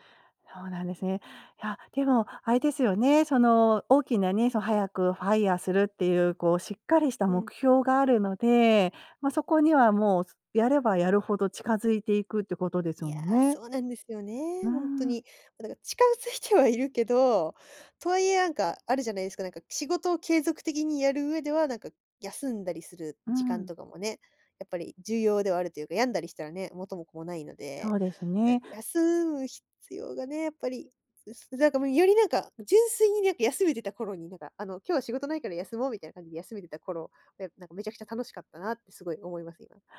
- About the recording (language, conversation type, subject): Japanese, advice, 休みの日でも仕事のことが頭から離れないのはなぜですか？
- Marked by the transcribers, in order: none